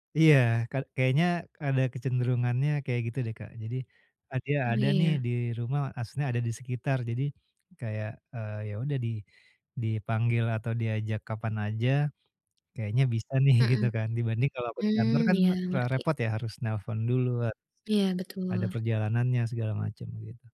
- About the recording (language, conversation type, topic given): Indonesian, advice, Bagaimana cara menetapkan waktu tanpa gangguan setiap hari agar tetap fokus?
- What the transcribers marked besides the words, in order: laughing while speaking: "nih, gitu kan"